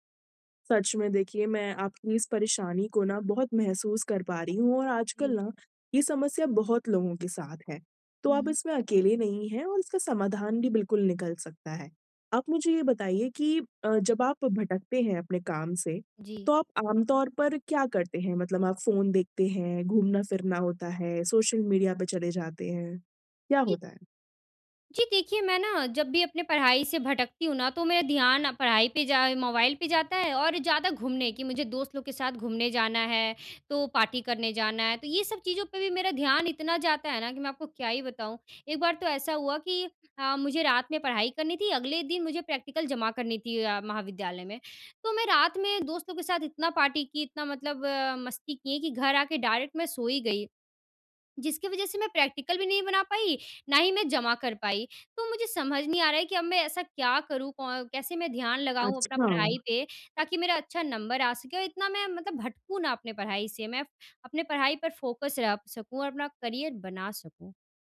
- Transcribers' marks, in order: horn; in English: "पार्टी"; in English: "प्रैक्टिकल"; in English: "पार्टी"; in English: "डायरेक्ट"; in English: "प्रैक्टिकल"; in English: "नंबर"; in English: "फोकस"; in English: "करियर"
- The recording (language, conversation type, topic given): Hindi, advice, मैं ध्यान भटकने और टालमटोल करने की आदत कैसे तोड़ूँ?